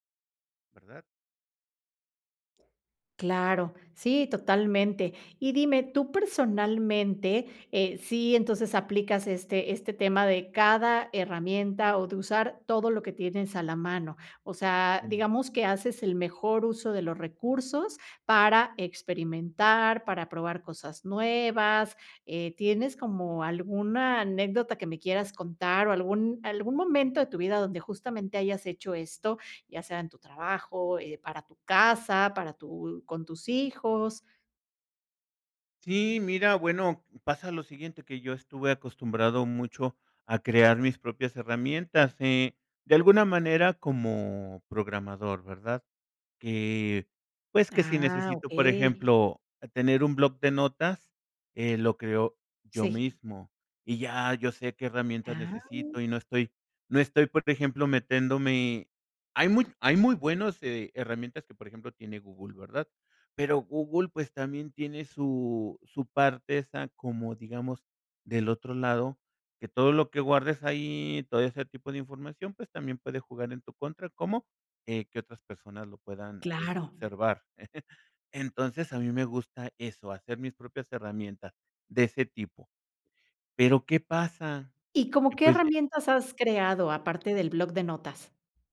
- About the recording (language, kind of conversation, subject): Spanish, podcast, ¿Qué técnicas sencillas recomiendas para experimentar hoy mismo?
- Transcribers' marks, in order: other background noise; chuckle